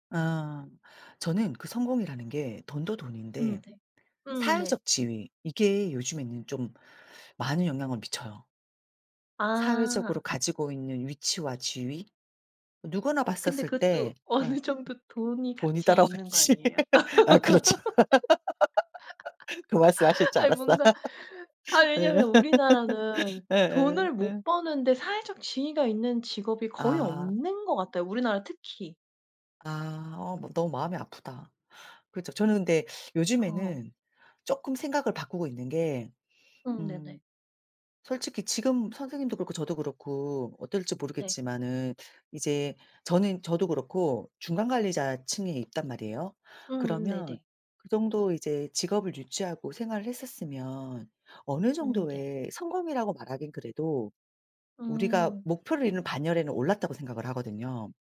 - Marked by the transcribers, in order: other background noise; laughing while speaking: "어느 정도"; laughing while speaking: "따라와야지"; laugh; laugh
- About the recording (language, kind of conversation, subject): Korean, unstructured, 성공과 행복 중 어느 것이 더 중요하다고 생각하시나요?